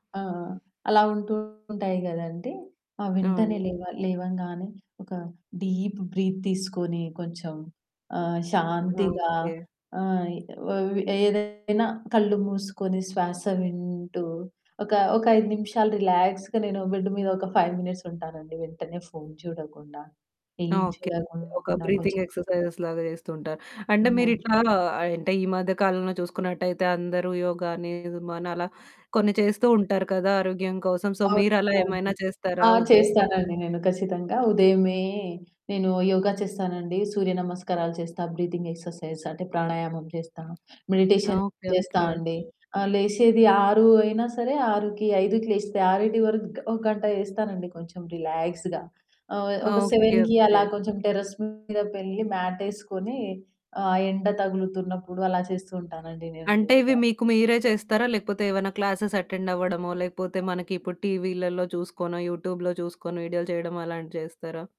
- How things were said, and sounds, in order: distorted speech; in English: "డీప్ బ్రీత్"; in English: "రిలాక్స్‌గా"; in English: "బెడ్"; in English: "ఫైవ్ మినిట్స్"; in English: "బ్రీతింగ్ ఎక్సర్సైజ్‌లాగా"; unintelligible speech; tapping; in English: "సో"; static; in English: "బ్రీతింగ్ ఎక్సర్సైజ్"; in English: "మెడిటేషన్"; in English: "రిలాక్స్‌గా"; in English: "సెవెన్‌కి"; in English: "టెర్రస్"; in English: "మ్యాట్"; in English: "క్లాసెస్ అటెండ్"; other background noise; in English: "యూట్యూబ్‌లో"
- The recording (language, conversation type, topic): Telugu, podcast, రోజు ఉదయం మీరు మీ రోజును ఎలా ప్రారంభిస్తారు?